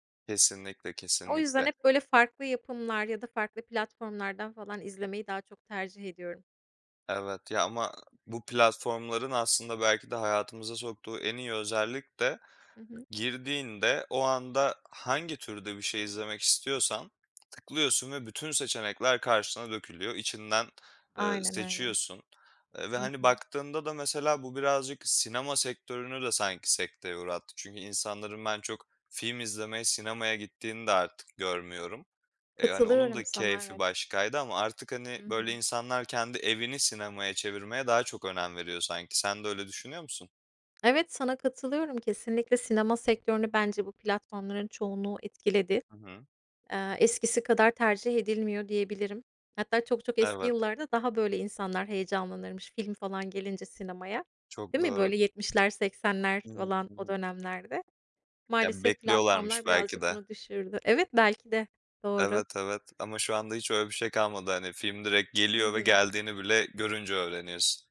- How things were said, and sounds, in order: other background noise
- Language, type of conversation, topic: Turkish, unstructured, En sevdiğin film türü hangisi ve neden?